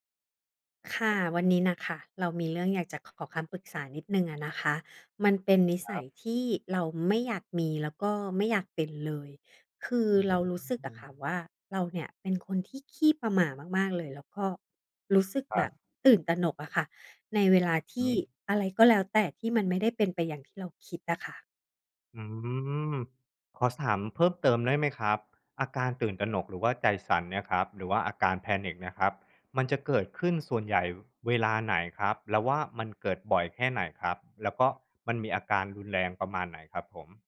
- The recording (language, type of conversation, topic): Thai, advice, ทำไมฉันถึงมีอาการใจสั่นและตื่นตระหนกในสถานการณ์ที่ไม่คาดคิด?
- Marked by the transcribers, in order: in English: "Panic"